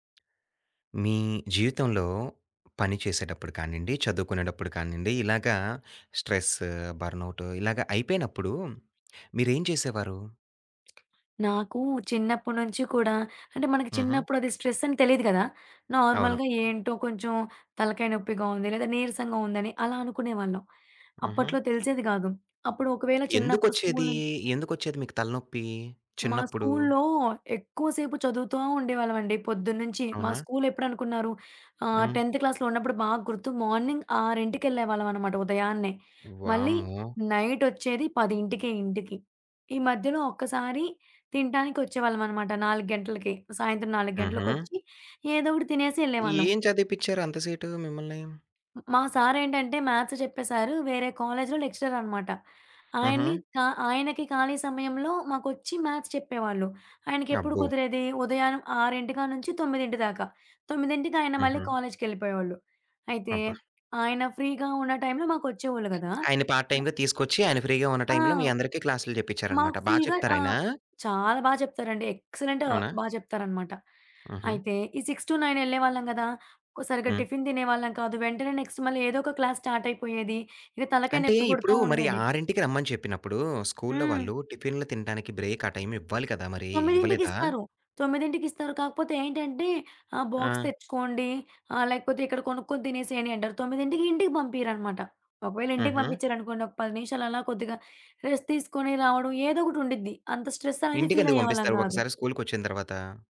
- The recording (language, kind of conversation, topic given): Telugu, podcast, బర్నౌట్ వచ్చినప్పుడు మీరు ఏమి చేశారు?
- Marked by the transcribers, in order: tapping; in English: "స్ట్రెస్"; other background noise; in English: "నార్మల్‌గా"; in English: "టెన్త్ క్లాస్‌లో"; in English: "మార్నింగ్"; in English: "మ్యాథ్స్"; in English: "మ్యాథ్స్"; in English: "ఫ్రీగా"; in English: "పార్ట్ టైమ్‌గా"; in English: "ఫ్రీగా"; in English: "ఫుల్‌గా"; in English: "ఎక్సలెంట్"; in English: "సిక్స్ టూ నైన్"; in English: "నెక్స్ట్"; in English: "క్లాస్"; in English: "బ్రేక్"; in English: "బాక్స్"; in English: "రెస్ట్"